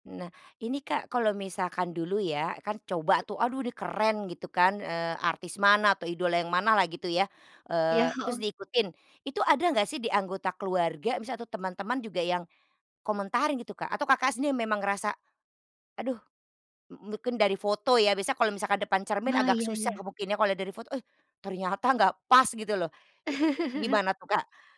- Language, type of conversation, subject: Indonesian, podcast, Apa tipsmu buat orang yang mau cari gaya sendiri?
- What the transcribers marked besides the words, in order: other background noise; chuckle